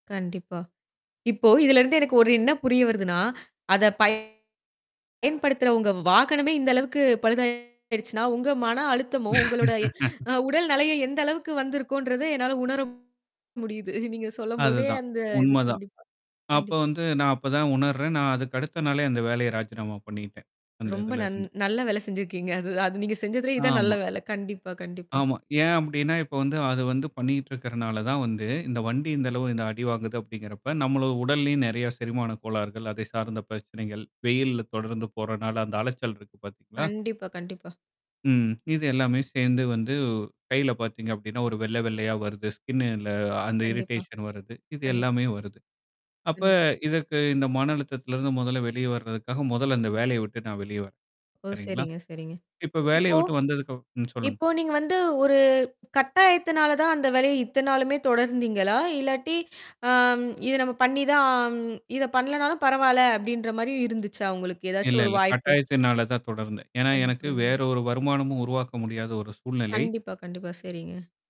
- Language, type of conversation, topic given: Tamil, podcast, மனஅழுத்தத்தை சமாளிக்க தினமும் நீங்கள் பின்பற்றும் எந்த நடைமுறை உங்களுக்கு உதவுகிறது?
- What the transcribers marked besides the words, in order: other background noise; tapping; distorted speech; laugh; laughing while speaking: "நீங்க சொல்லும் போதே அந்த"; static; laughing while speaking: "அதுதான் அது நீங்க செஞ்சதிலே"; in English: "ஸ்கின்ல"; in English: "இரிடேஷன்"; other noise; drawn out: "ஆம்"; drawn out: "பண்ணி தான்"; unintelligible speech